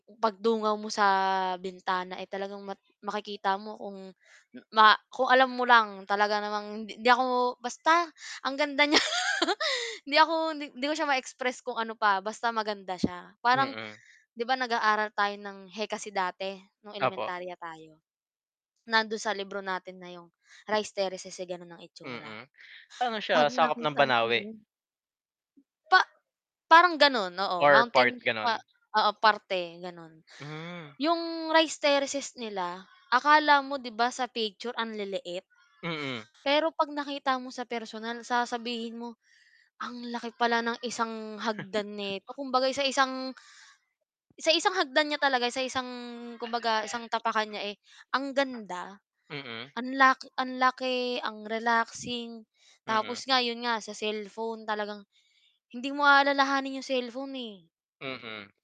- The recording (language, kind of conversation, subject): Filipino, unstructured, Ano ang pinakamagandang tanawin na nakita mo sa isang biyahe?
- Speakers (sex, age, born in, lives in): female, 25-29, Philippines, Philippines; male, 30-34, Philippines, Philippines
- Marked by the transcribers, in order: other background noise; laugh; tapping; static; distorted speech; background speech; mechanical hum